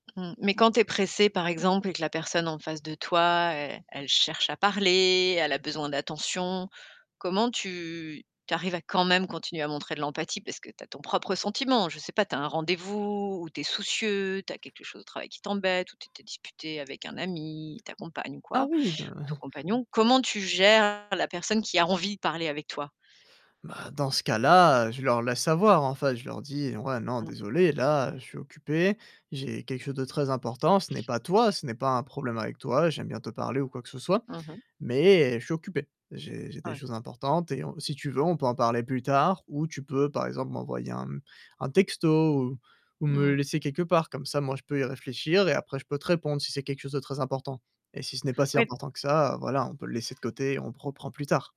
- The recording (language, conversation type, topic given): French, podcast, Comment montres-tu concrètement de l’empathie quand tu parles à quelqu’un ?
- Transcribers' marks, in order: other background noise; tapping; chuckle; distorted speech; stressed: "toi"